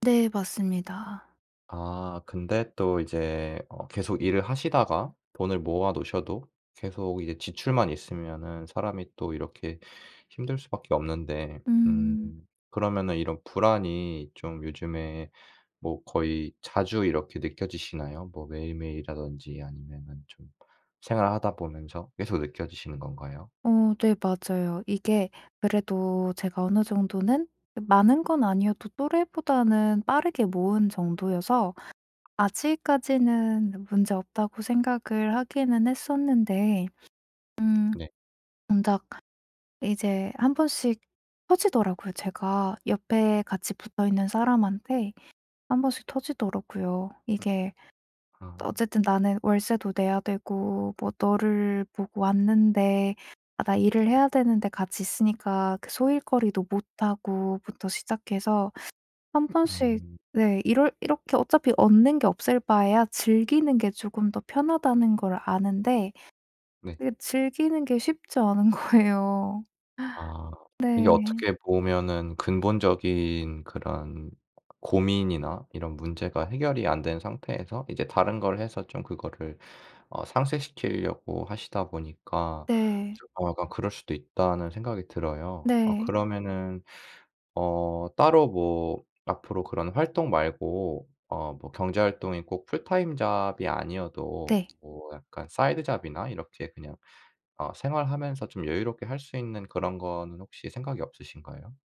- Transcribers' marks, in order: other background noise; tapping; laughing while speaking: "거예요"; in English: "풀타임 잡이"; in English: "사이드 잡이나"
- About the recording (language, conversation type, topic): Korean, advice, 재정 걱정 때문에 계속 불안하고 걱정이 많은데 어떻게 해야 하나요?